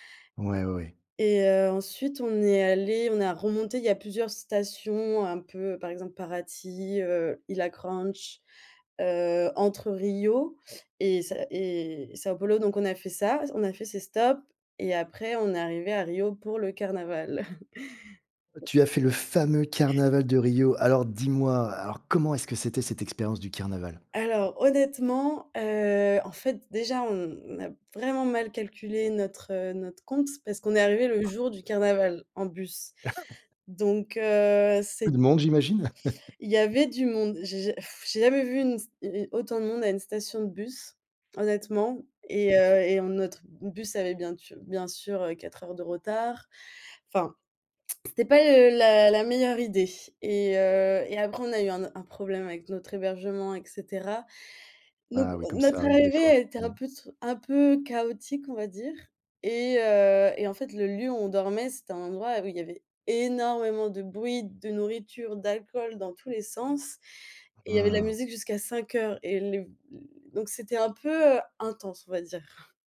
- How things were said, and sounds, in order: chuckle; stressed: "fameux"; other background noise; tapping; chuckle; chuckle; blowing; chuckle; stressed: "énormément"; chuckle
- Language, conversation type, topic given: French, podcast, Quel est le voyage le plus inoubliable que tu aies fait ?